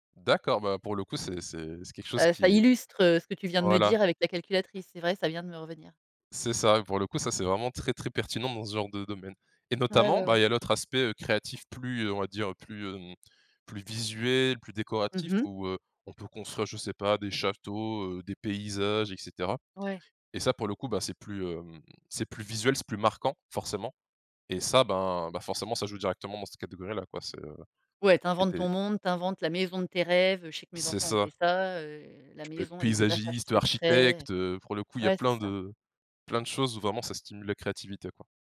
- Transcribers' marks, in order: other background noise
- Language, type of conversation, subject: French, podcast, Peux-tu me parler de l’un de tes passe-temps créatifs préférés ?